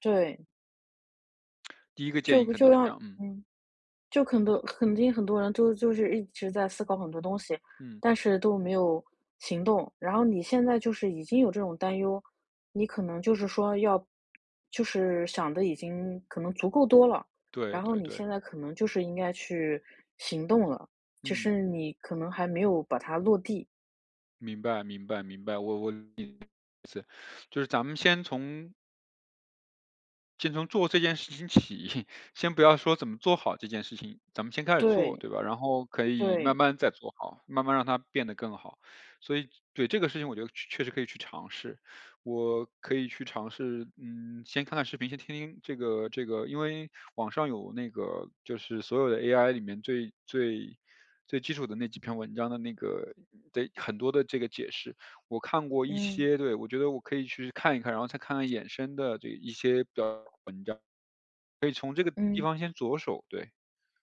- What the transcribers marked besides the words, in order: "很多" said as "肯多"; other noise; laugh
- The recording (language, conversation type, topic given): Chinese, advice, 我如何把担忧转化为可执行的行动？
- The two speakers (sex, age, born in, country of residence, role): female, 35-39, China, France, advisor; male, 35-39, China, Canada, user